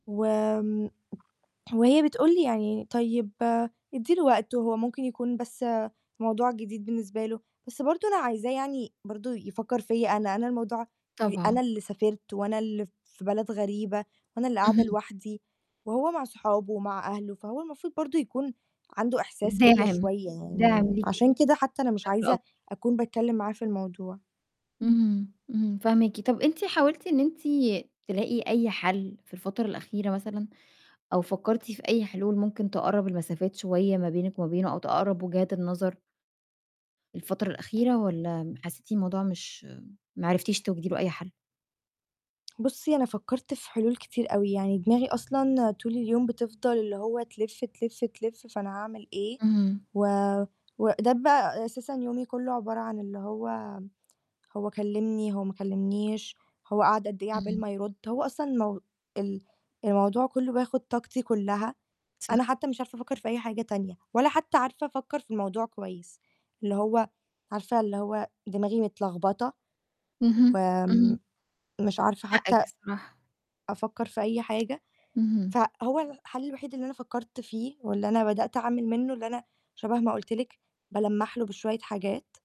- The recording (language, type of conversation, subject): Arabic, advice, إزاي أقدر أحافظ على علاقتي عن بُعد رغم الصعوبات؟
- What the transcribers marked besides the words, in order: distorted speech; tapping